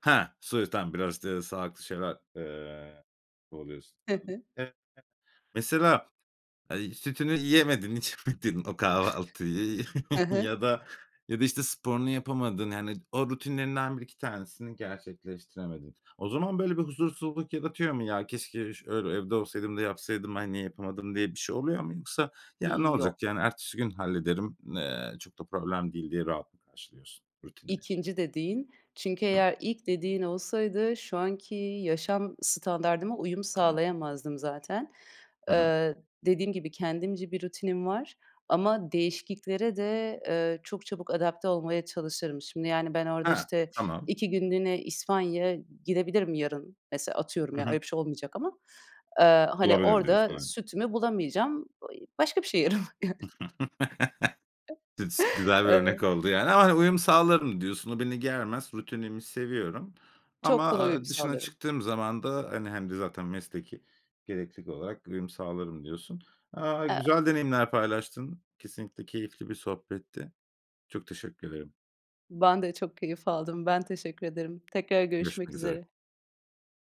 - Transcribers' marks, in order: unintelligible speech; laughing while speaking: "içemedin"; chuckle; giggle; other background noise; other noise; chuckle
- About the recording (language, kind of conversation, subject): Turkish, podcast, Evde sakinleşmek için uyguladığın küçük ritüeller nelerdir?